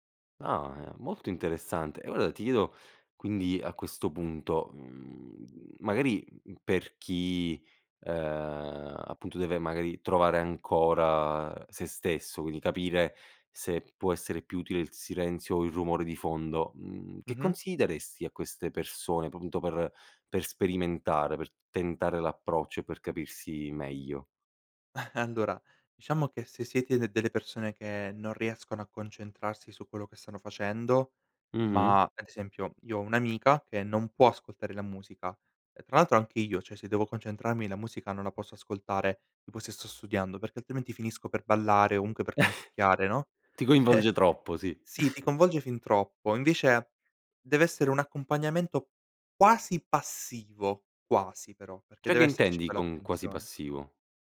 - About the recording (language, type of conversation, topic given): Italian, podcast, Che ambiente scegli per concentrarti: silenzio o rumore di fondo?
- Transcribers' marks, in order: chuckle; "cioè" said as "ceh"; chuckle; "comunque" said as "ounque"; chuckle; laughing while speaking: "Eh"; "Cioè" said as "ceh"